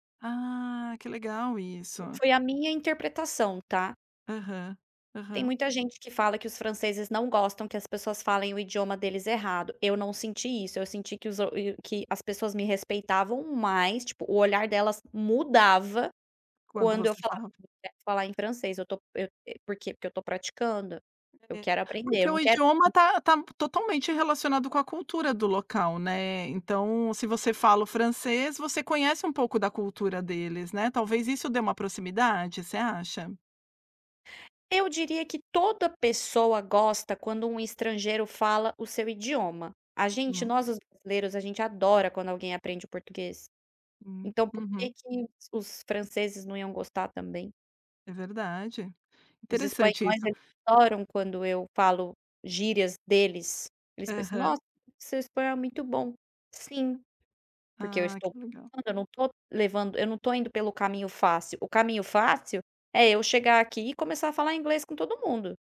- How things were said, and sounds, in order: unintelligible speech
- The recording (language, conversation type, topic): Portuguese, podcast, Como você decide qual língua usar com cada pessoa?